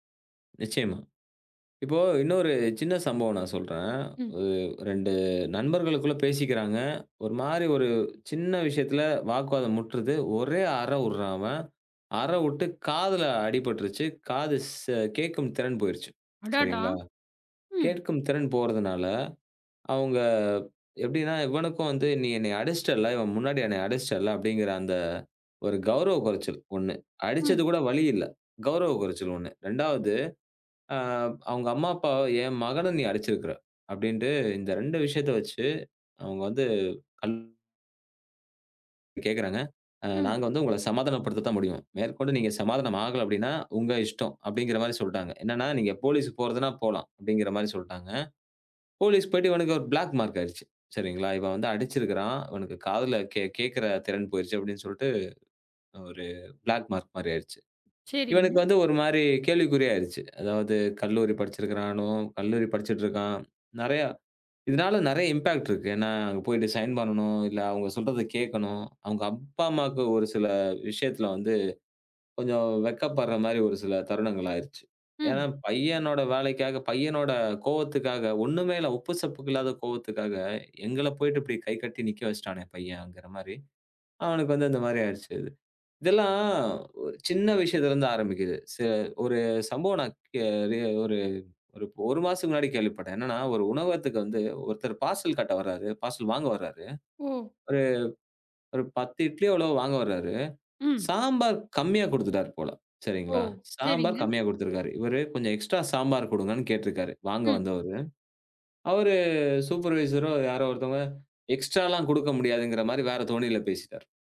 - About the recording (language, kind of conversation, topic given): Tamil, podcast, ஓர் தெரு உணவகத்தில் சாப்பிட்ட போது உங்களுக்கு நடந்த விசித்திரமான சம்பவத்தைச் சொல்ல முடியுமா?
- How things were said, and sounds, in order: other noise; other background noise; in English: "பிளாக் மார்க்"; in English: "பிளாக் மார்க்"; in English: "இம்பெக்ட்"; in English: "ரிசைன்"; tapping; in English: "எக்ஸ்ட்ரா"; in English: "சூப்பர்வைசரோ"; in English: "எக்ஸ்ட்ரா"